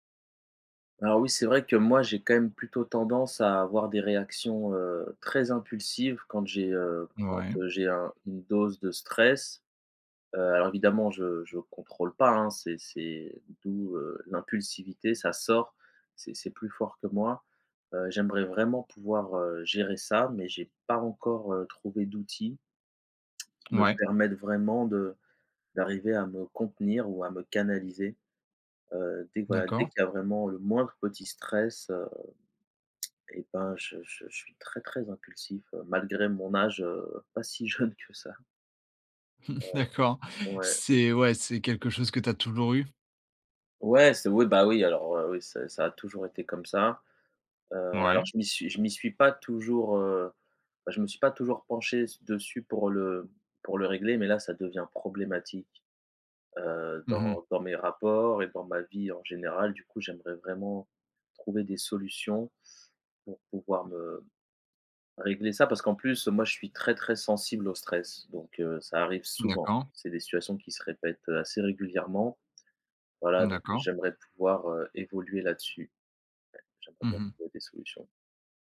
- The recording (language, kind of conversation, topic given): French, advice, Comment réagissez-vous émotionnellement et de façon impulsive face au stress ?
- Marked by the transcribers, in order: tsk; tapping; laughing while speaking: "jeune"; chuckle; other background noise